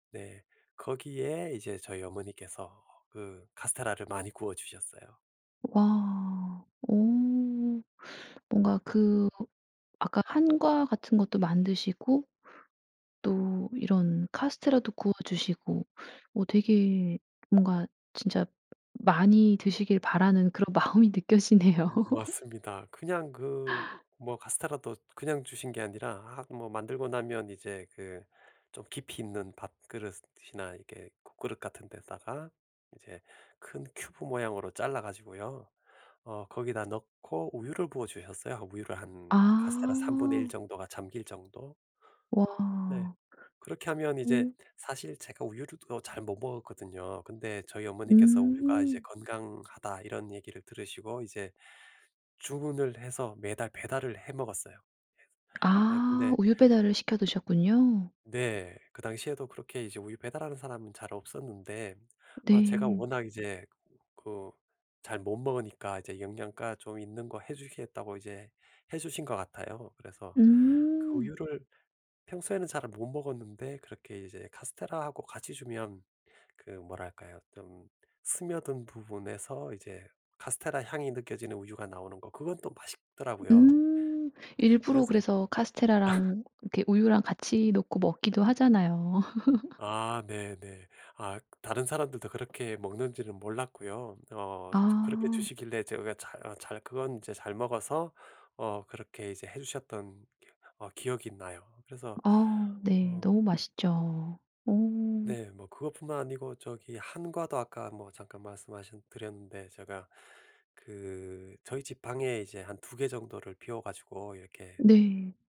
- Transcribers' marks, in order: tapping; laughing while speaking: "마음이 느껴지네요"; laugh; other background noise; laugh; laugh
- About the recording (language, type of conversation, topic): Korean, podcast, 음식을 통해 어떤 가치를 전달한 경험이 있으신가요?